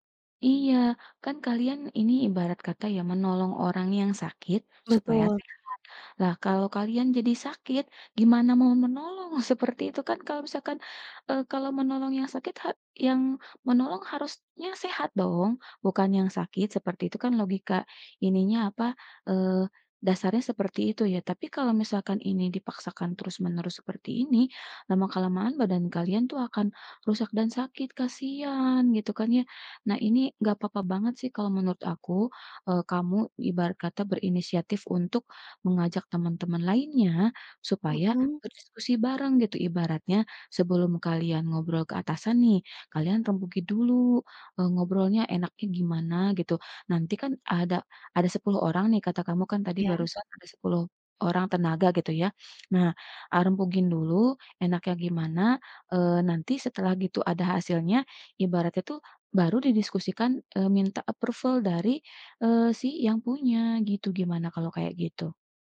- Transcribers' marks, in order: in English: "approval"
- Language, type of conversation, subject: Indonesian, advice, Bagaimana cara mengatasi jam tidur yang berantakan karena kerja shift atau jadwal yang sering berubah-ubah?